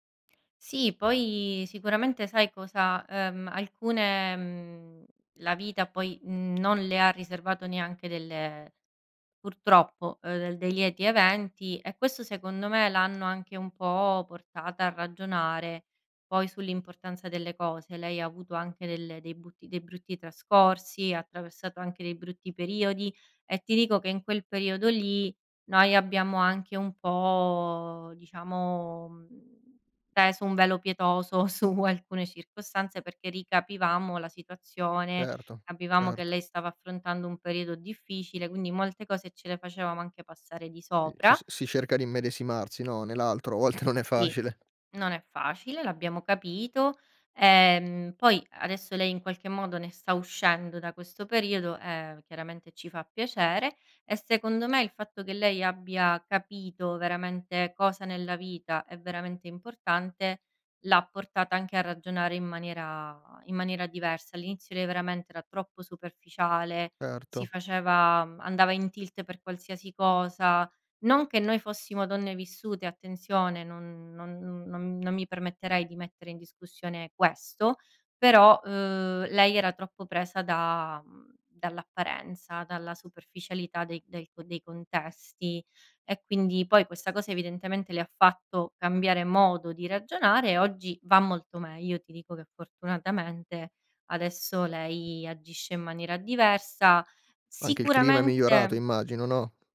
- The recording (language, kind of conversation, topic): Italian, podcast, Hai un capo che ti fa sentire subito sicuro/a?
- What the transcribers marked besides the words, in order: other background noise; laughing while speaking: "su"; laughing while speaking: "volte"